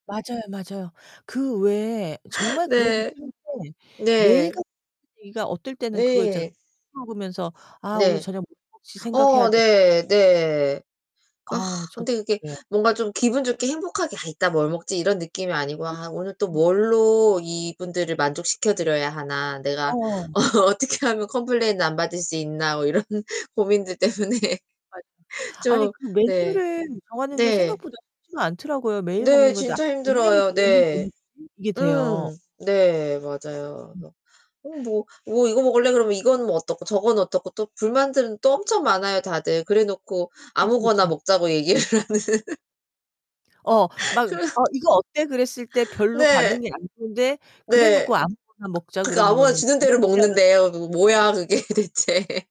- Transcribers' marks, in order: distorted speech; laugh; unintelligible speech; unintelligible speech; laughing while speaking: "어 어떻게 하면"; laughing while speaking: "뭐 이런 고민들 때문에"; unintelligible speech; other background noise; unintelligible speech; laughing while speaking: "얘기를 하는"; laughing while speaking: "그래서"; laughing while speaking: "그게 대체"
- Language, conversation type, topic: Korean, unstructured, 가족과 함께 식사할 때 가장 좋은 점은 무엇인가요?